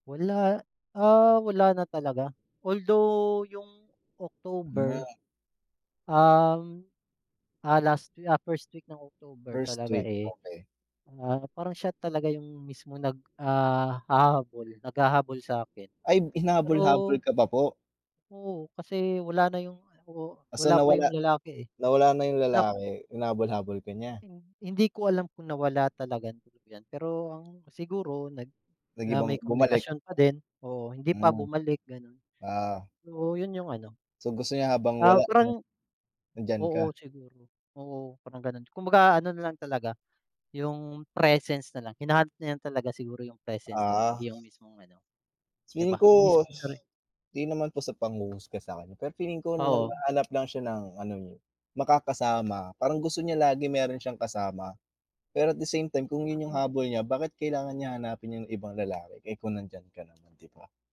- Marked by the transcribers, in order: other background noise
- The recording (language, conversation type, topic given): Filipino, unstructured, Ano ang nararamdaman mo kapag iniwan ka ng taong mahal mo?